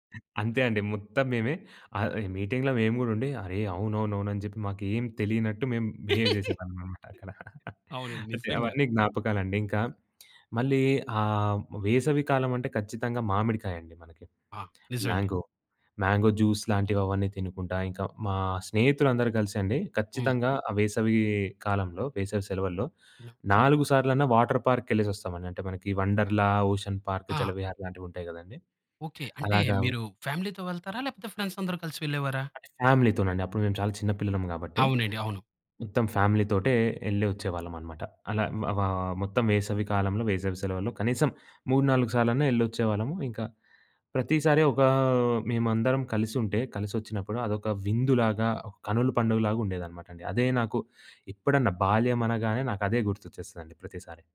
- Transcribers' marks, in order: other noise; in English: "మీటింగ్‌లో"; laugh; in English: "బిహేవ్"; chuckle; in English: "మ్యాంగో, మ్యాంగో జ్యూస్"; in English: "వాటర్ పార్క్‌కి"; in English: "ఫ్యామిలీతో"; in English: "ఫ్రెండ్స్"; in English: "ఫ్యామిలీతోనండి"; in English: "ఫ్యామిలీతోటే"
- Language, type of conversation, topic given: Telugu, podcast, మీ బాల్యంలో మీకు అత్యంత సంతోషాన్ని ఇచ్చిన జ్ఞాపకం ఏది?